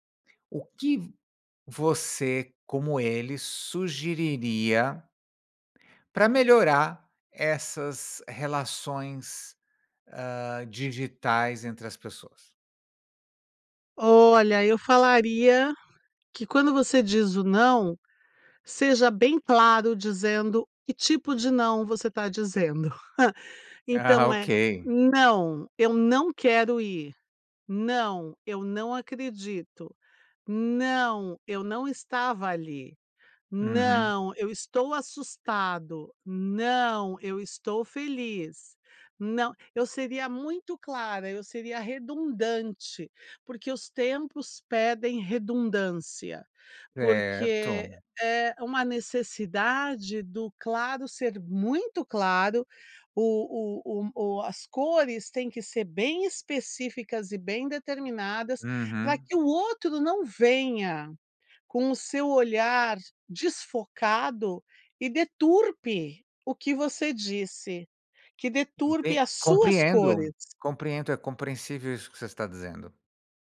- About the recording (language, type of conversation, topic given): Portuguese, podcast, Como lidar com interpretações diferentes de uma mesma frase?
- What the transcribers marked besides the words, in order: chuckle